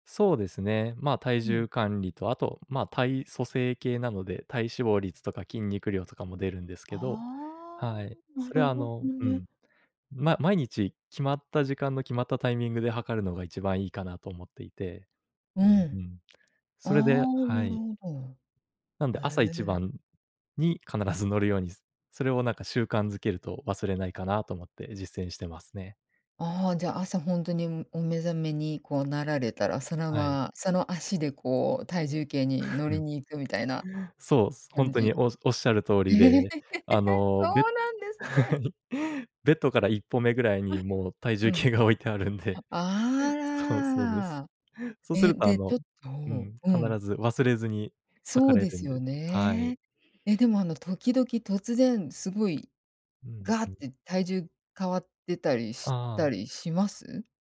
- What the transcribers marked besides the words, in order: tapping; other background noise; chuckle; chuckle; laughing while speaking: "はい"; chuckle; unintelligible speech; laughing while speaking: "体重計が置いてあるんで"; drawn out: "あら"
- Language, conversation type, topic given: Japanese, podcast, 普段の朝のルーティンはどんな感じですか？